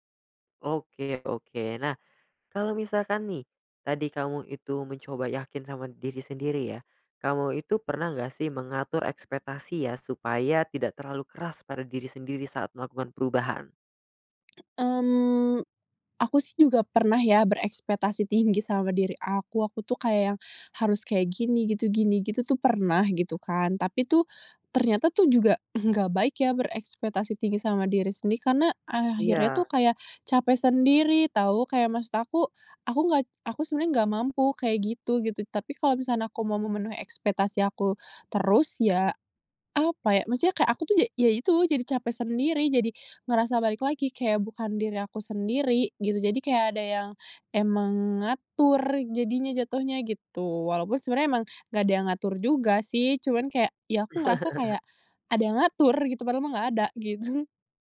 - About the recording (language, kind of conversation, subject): Indonesian, podcast, Apa tantangan terberat saat mencoba berubah?
- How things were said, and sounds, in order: laughing while speaking: "enggak"; chuckle; laughing while speaking: "gitu"